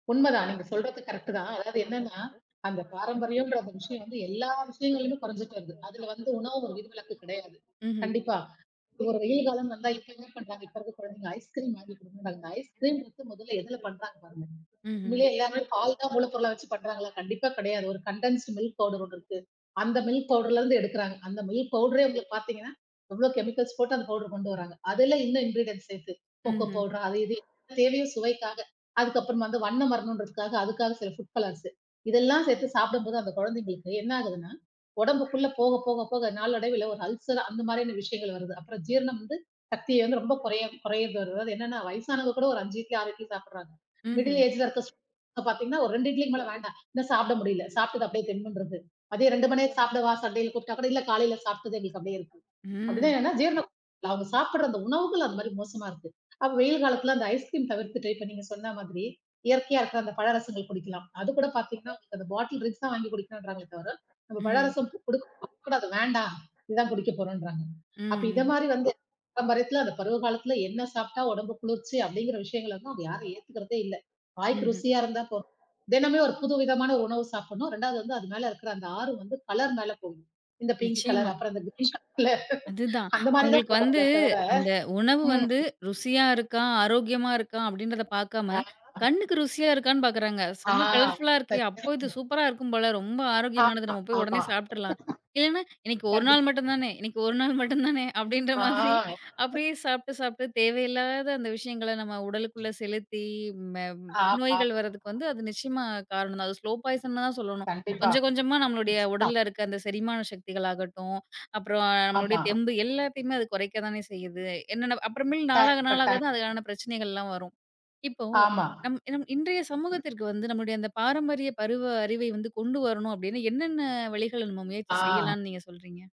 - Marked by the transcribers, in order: other background noise; in English: "கண்டன்ஸ்டு மில்க் பௌடெர்"; in English: "மில்க் பௌடெர்ல"; in English: "மில்க் பௌடெரே"; in English: "செமிகல்ஸ்"; in English: "பௌடெர்"; in English: "இங்கிரிடென்ட்ச"; in English: "கோகோ பௌடெர்"; in English: "ஃபுட் கலர்சு"; in English: "மிடில் ஏஜ்"; unintelligible speech; unintelligible speech; in English: "பாட்டில் ட்ரிங்க்ஸ்"; in English: "பிங்க்"; in English: "கலர்ஃபுல்லா"; other noise; in English: "ஸ்லோ பாய்சென்"
- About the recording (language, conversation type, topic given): Tamil, podcast, பாரம்பரிய பருவ அறிவை இன்றைய சமுதாயம் எப்படிப் பயன்படுத்திக் கொள்ளலாம்?